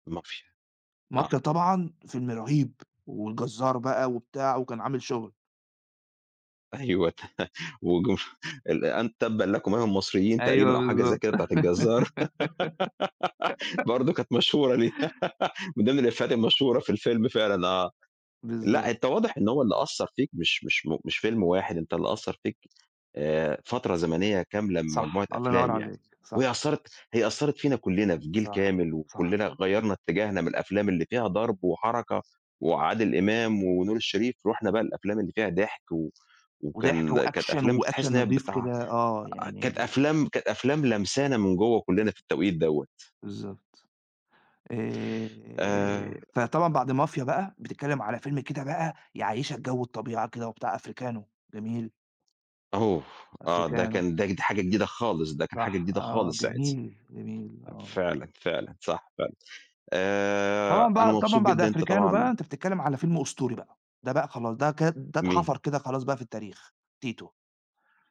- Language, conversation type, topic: Arabic, podcast, إيه أكتر حاجة بتفتكرها من أول فيلم أثّر فيك؟
- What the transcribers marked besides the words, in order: tapping; laughing while speaking: "أيوه، وجو"; laughing while speaking: "أيوه بالضبط"; giggle; laughing while speaking: "برضو كانت مشهورة دي"; giggle; other background noise; in English: "وAction وAction"